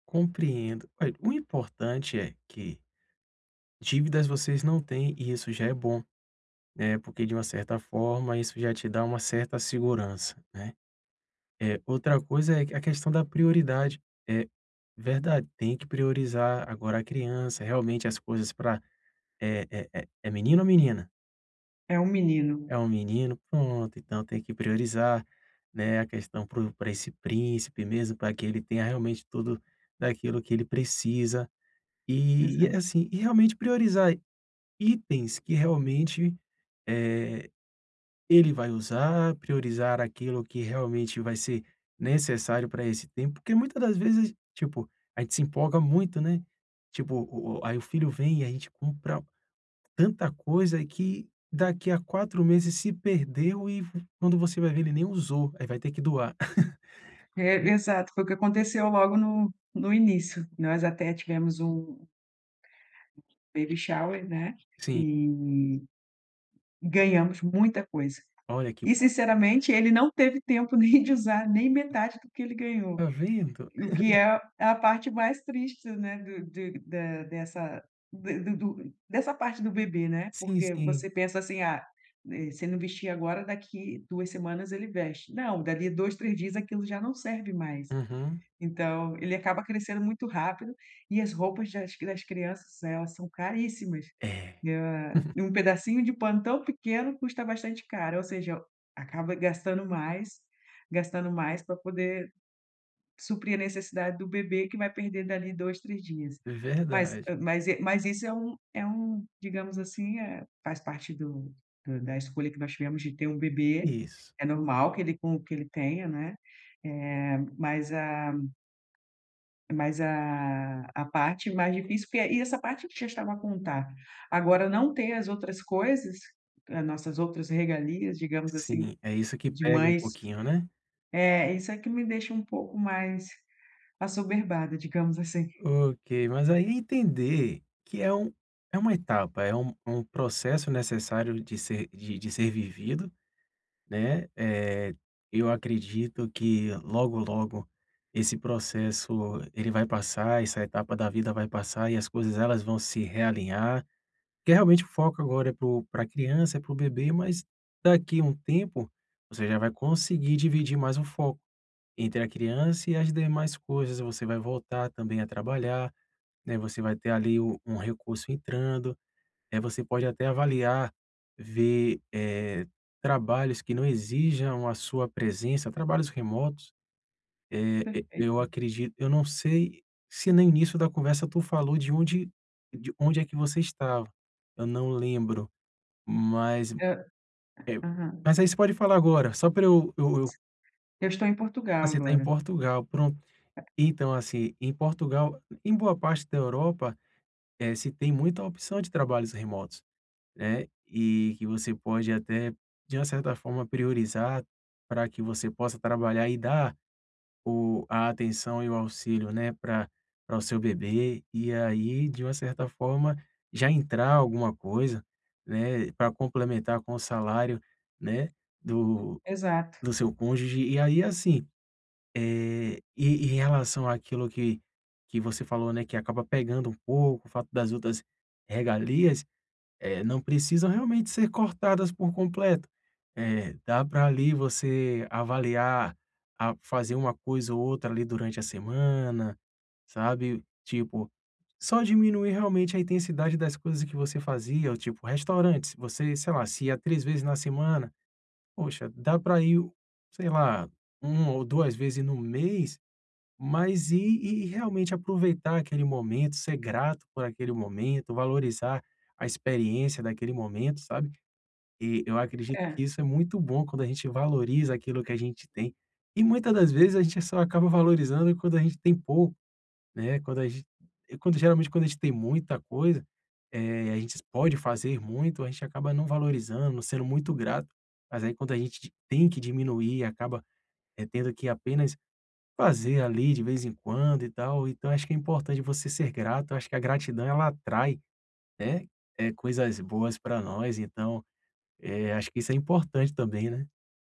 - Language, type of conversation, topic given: Portuguese, advice, Como posso reduzir meu consumo e viver bem com menos coisas no dia a dia?
- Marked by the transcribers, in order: laugh; in English: "baby shower"; tapping; other noise